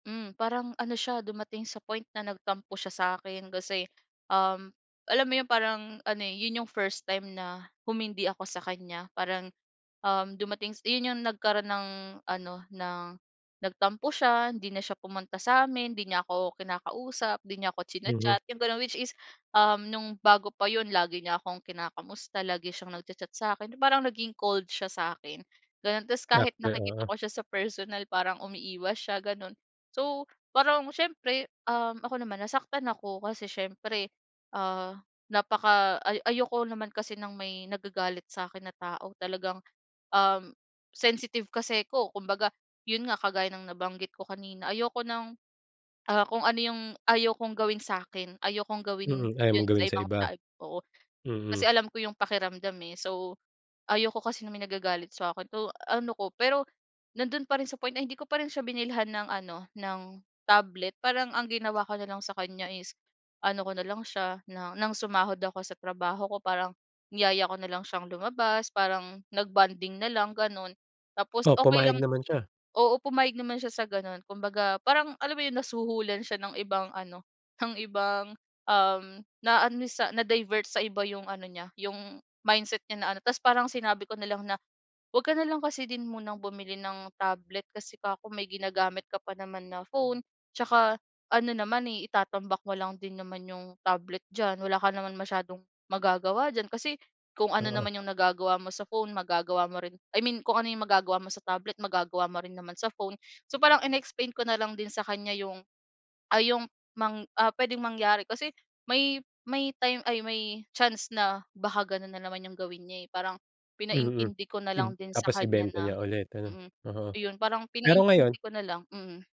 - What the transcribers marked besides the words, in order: tapping; unintelligible speech; scoff; other background noise
- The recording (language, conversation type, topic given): Filipino, podcast, Paano mo natutunang tumanggi nang maayos?